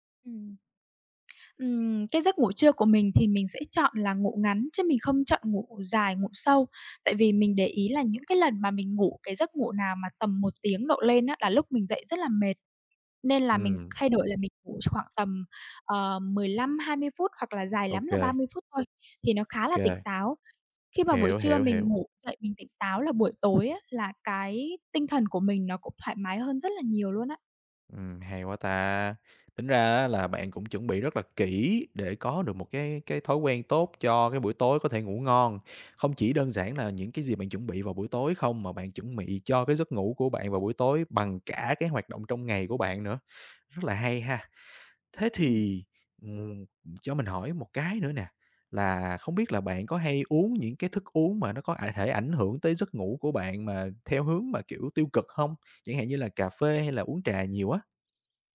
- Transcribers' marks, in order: tapping; other background noise
- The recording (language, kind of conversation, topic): Vietnamese, podcast, Bạn xây dựng thói quen buổi tối như thế nào để ngủ ngon?